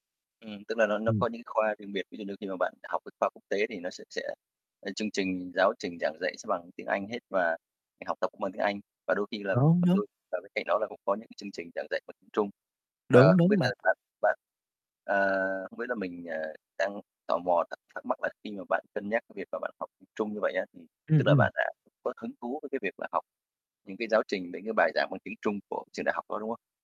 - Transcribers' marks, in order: static; unintelligible speech
- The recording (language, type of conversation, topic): Vietnamese, podcast, Bạn có thể kể về một lần bạn phải thích nghi với một nền văn hóa mới không?